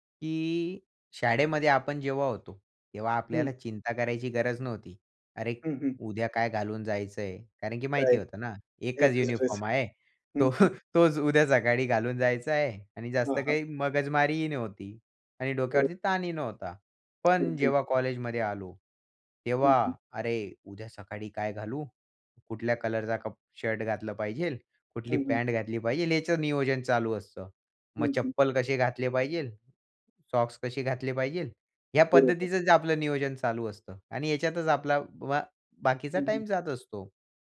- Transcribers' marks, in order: in English: "युनिफॉर्म"; chuckle; tapping; "पाहिजे" said as "पाहिजेल"; "पाहिजे" said as "पाहिजेल"; "पाहिजे" said as "पाहिजेल"; "पाहिजे" said as "पाहिजेल"
- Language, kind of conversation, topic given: Marathi, podcast, शाळा किंवा महाविद्यालयातील पोशाख नियमांमुळे तुमच्या स्वतःच्या शैलीवर कसा परिणाम झाला?